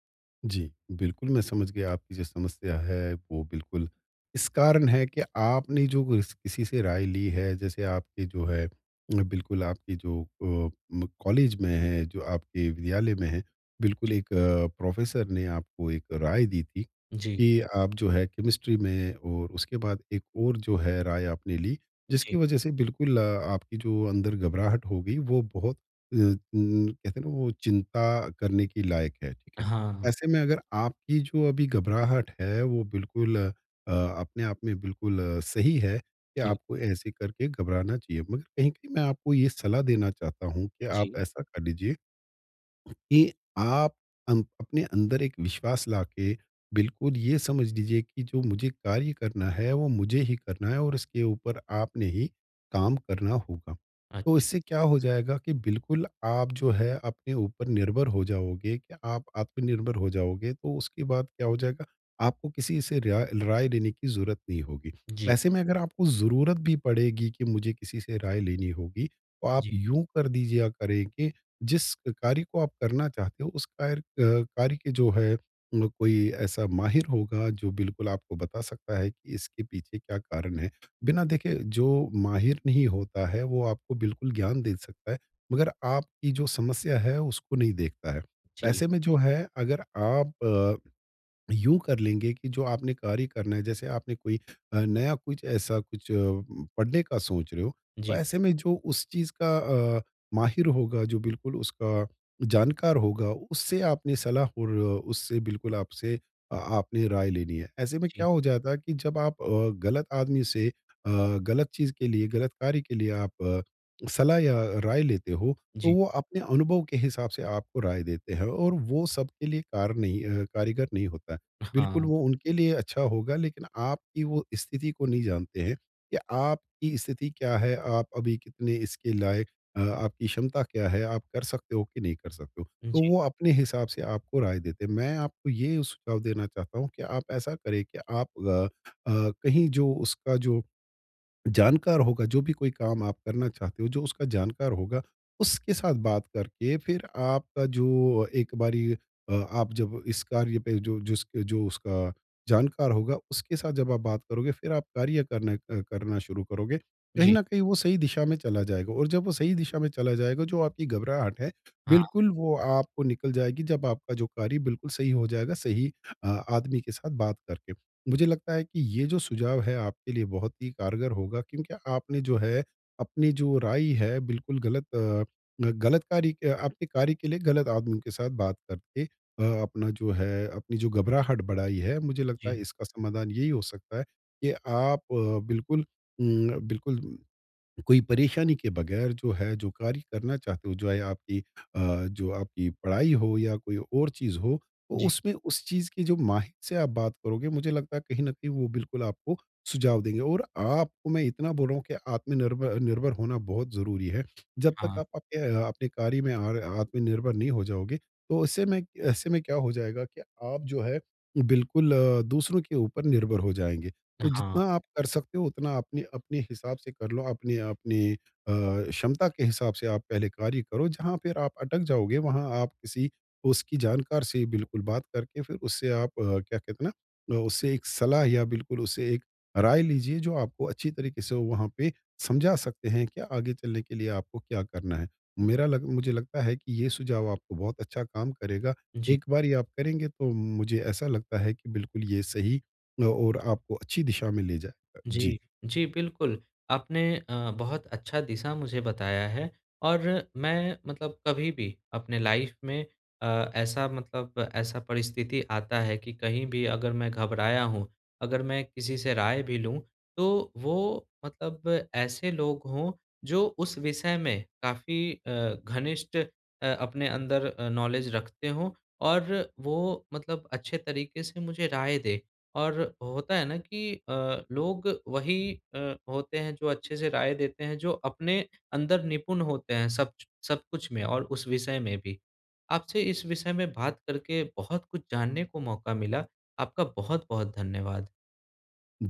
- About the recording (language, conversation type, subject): Hindi, advice, दूसरों की राय से घबराहट के कारण मैं अपने विचार साझा करने से क्यों डरता/डरती हूँ?
- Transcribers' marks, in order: tongue click; "राय" said as "राइ"; in English: "लाइफ़"; in English: "नॉलेज"; unintelligible speech